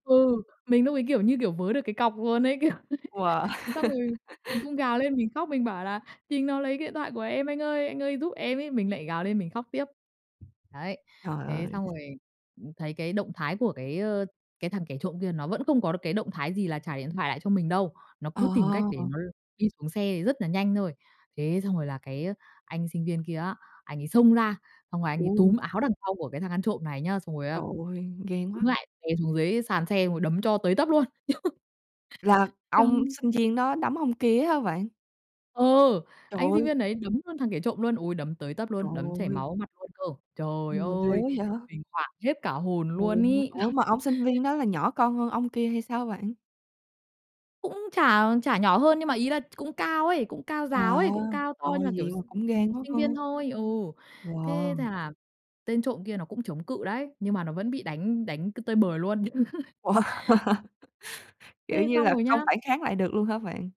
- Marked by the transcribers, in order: tapping; laughing while speaking: "Kiểu"; laugh; other background noise; laugh; laugh; laugh; laughing while speaking: "Wow!"; laugh
- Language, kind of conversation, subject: Vietnamese, podcast, Bạn có thể kể lại lần bạn gặp một người đã giúp bạn trong lúc khó khăn không?